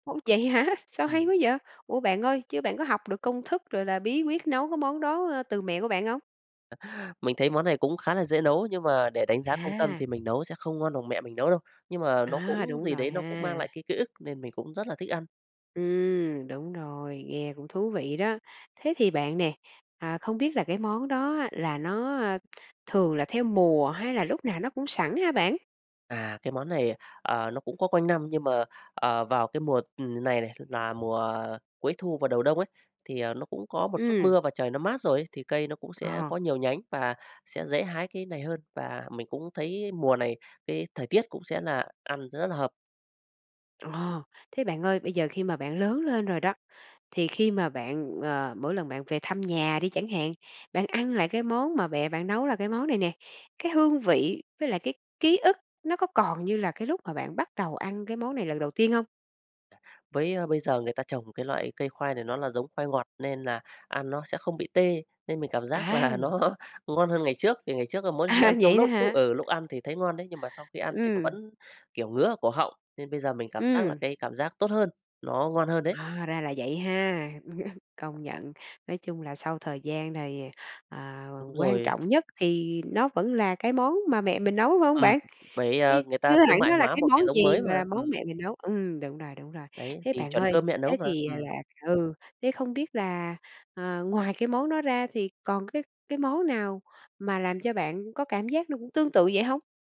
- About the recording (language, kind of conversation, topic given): Vietnamese, podcast, Bạn nhớ kỷ niệm nào gắn liền với một món ăn trong ký ức của mình?
- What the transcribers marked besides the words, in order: tapping; laughing while speaking: "là nó"; laughing while speaking: "À, vậy đó hả?"; chuckle